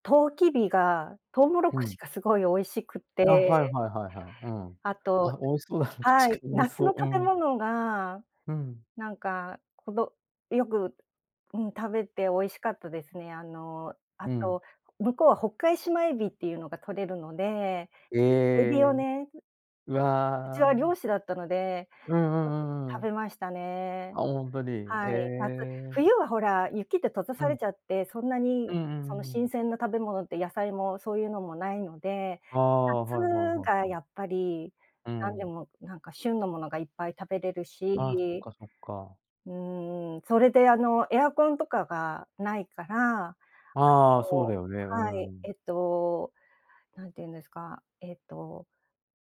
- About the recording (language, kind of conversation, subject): Japanese, podcast, 子どものころ、自然の中でいちばん印象に残っている思い出を教えてくれますか？
- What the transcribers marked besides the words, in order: chuckle; other background noise